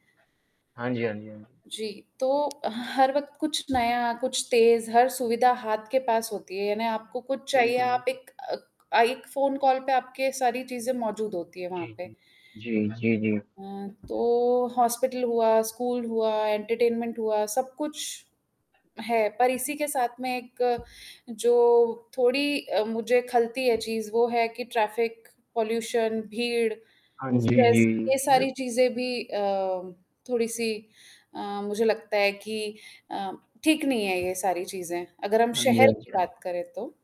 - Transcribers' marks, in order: tapping; static; other background noise; distorted speech; in English: "एंटरटेनमेंट"; in English: "पॉल्यूशन"; in English: "स्ट्रेस"
- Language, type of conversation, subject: Hindi, unstructured, आप शहर में रहना पसंद करेंगे या गाँव में रहना?
- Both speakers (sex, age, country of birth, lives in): female, 35-39, India, India; male, 20-24, India, India